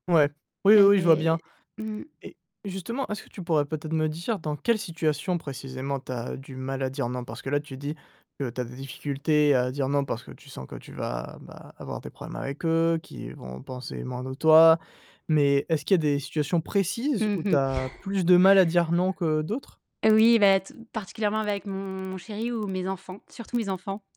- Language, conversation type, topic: French, advice, Comment puis-je poser des limites personnelles sans culpabiliser ?
- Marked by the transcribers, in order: distorted speech; tapping; chuckle